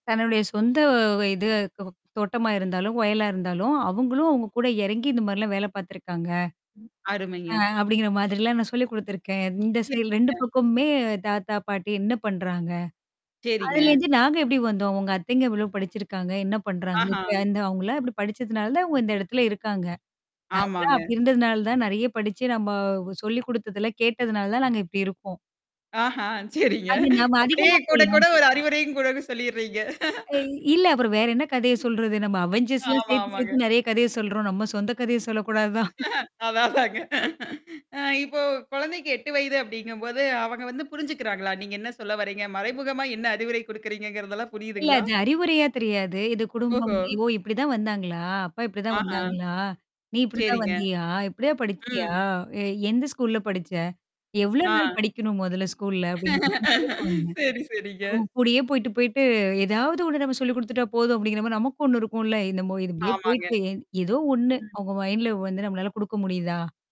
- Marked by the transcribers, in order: static; tapping; distorted speech; mechanical hum; laughing while speaking: "சரிங்க. அப்பிடியே கூட, கூட ஒரு அறிவுரையும் கூட சொல்லிர்றீங்க"; in English: "அவெஞ்சர்ஸ்லாம்"; laughing while speaking: "சொல்லக்கூடாதுதான்"; laughing while speaking: "அதான், அதாங்க. அ"; laughing while speaking: "சரி, சரிங்க"; in English: "மைண்ட்ல"
- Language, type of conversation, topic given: Tamil, podcast, குழந்தைகளுக்கு சுய அடையாள உணர்வை வளர்க்க நீங்கள் என்ன செய்கிறீர்கள்?